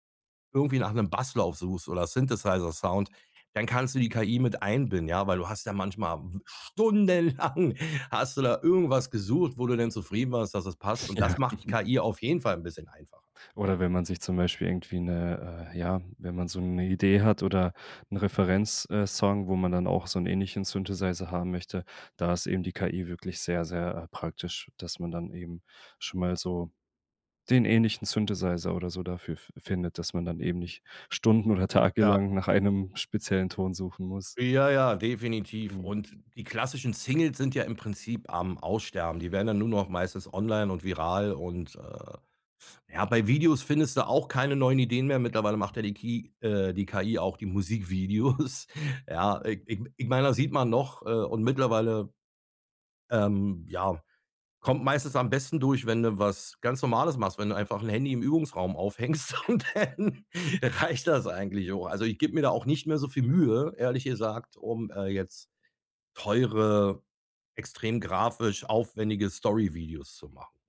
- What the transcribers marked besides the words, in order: in English: "Synthesizer-Sound"; laughing while speaking: "stundenlang"; laughing while speaking: "Ja"; chuckle; laughing while speaking: "Musikvideos"; laughing while speaking: "und dann"
- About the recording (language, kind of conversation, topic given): German, podcast, Wie verändert TikTok die Musik- und Popkultur aktuell?